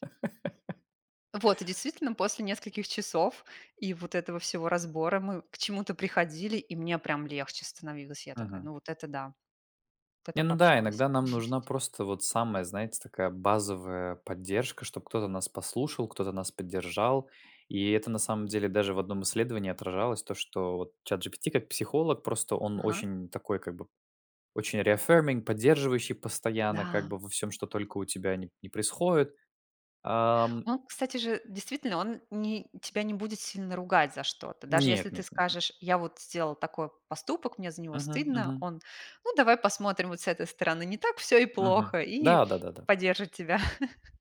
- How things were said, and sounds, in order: laugh; tapping; chuckle; other background noise; in English: "reaffirming"; chuckle
- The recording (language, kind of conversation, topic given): Russian, unstructured, Почему многие люди боятся обращаться к психологам?